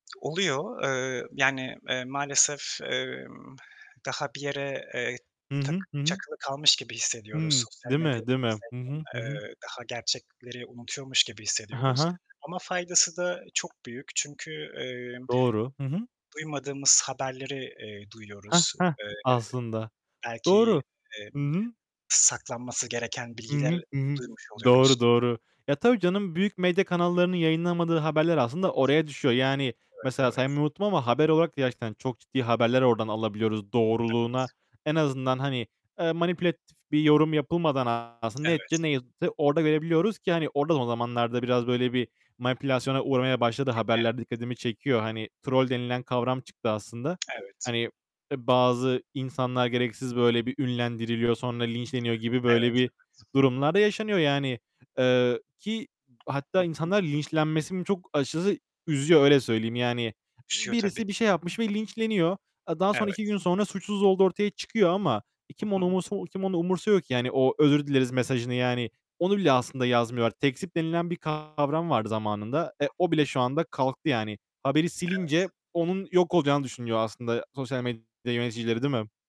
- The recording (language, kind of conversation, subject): Turkish, unstructured, Sosyal medyanın hayatımızdaki yeri nedir?
- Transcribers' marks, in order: tapping; distorted speech; unintelligible speech; static; in English: "troll"; unintelligible speech